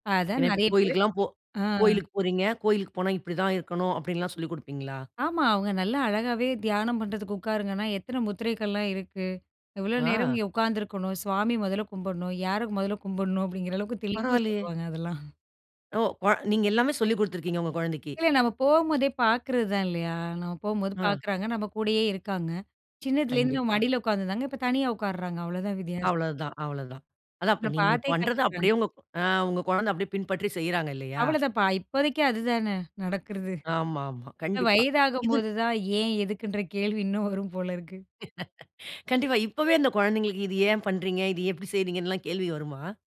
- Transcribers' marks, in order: laugh
- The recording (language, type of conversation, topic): Tamil, podcast, உங்கள் குடும்ப மதிப்புகளை குழந்தைகளுக்கு எப்படி கற்பிப்பீர்கள்?